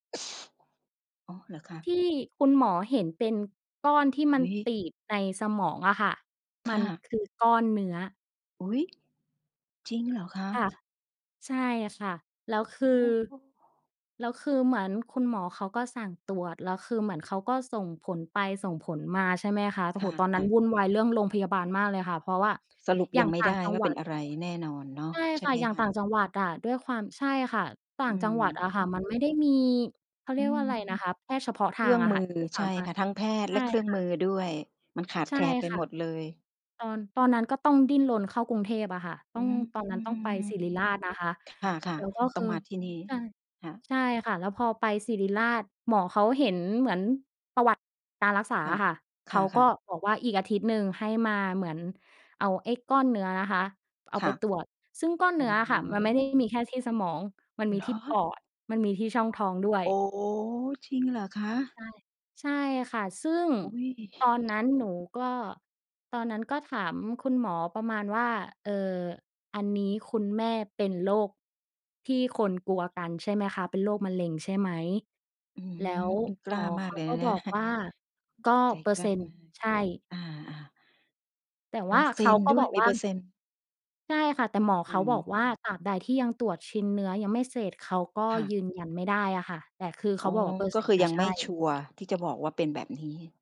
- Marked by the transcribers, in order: sneeze; other background noise; surprised: "เหรอ ?"; laughing while speaking: "เนี่ย"; chuckle
- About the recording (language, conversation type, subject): Thai, podcast, คุณช่วยเล่าให้ฟังได้ไหมว่าการตัดสินใจครั้งใหญ่ที่สุดในชีวิตของคุณคืออะไร?